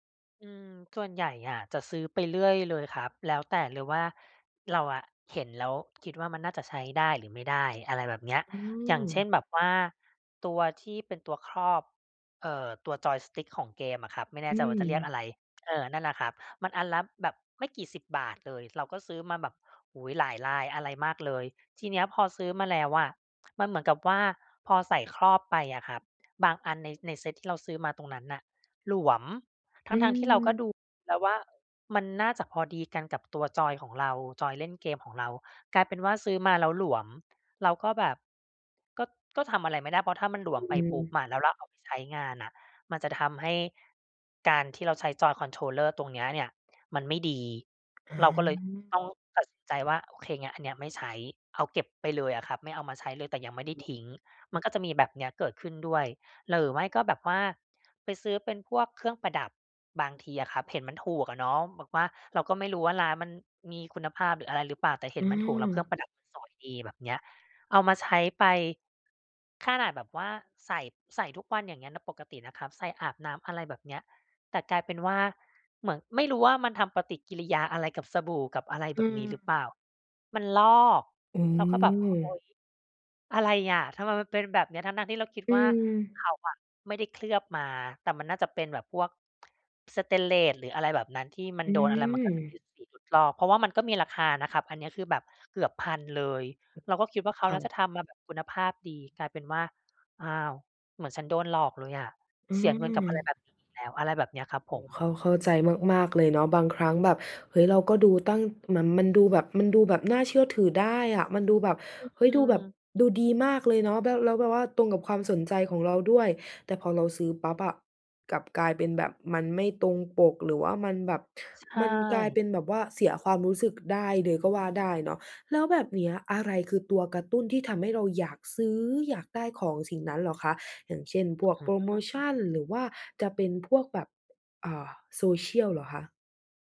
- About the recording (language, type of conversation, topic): Thai, advice, จะควบคุมการช็อปปิ้งอย่างไรไม่ให้ใช้เงินเกินความจำเป็น?
- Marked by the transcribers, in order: other background noise; tapping; in English: "Joy Controller"; stressed: "ลอก"